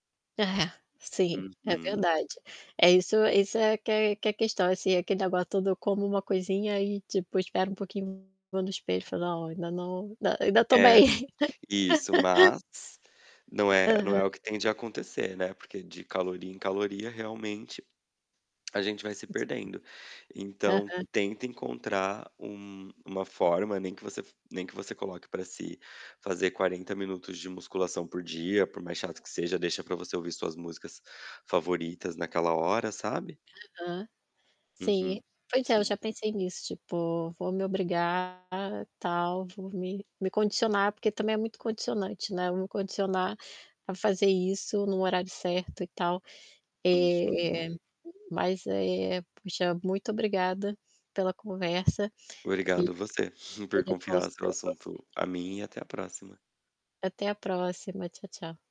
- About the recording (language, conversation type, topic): Portuguese, advice, Como posso lidar com a preocupação de comparar meu corpo com o de outras pessoas na academia?
- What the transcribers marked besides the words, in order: distorted speech; other background noise; laugh; tapping; chuckle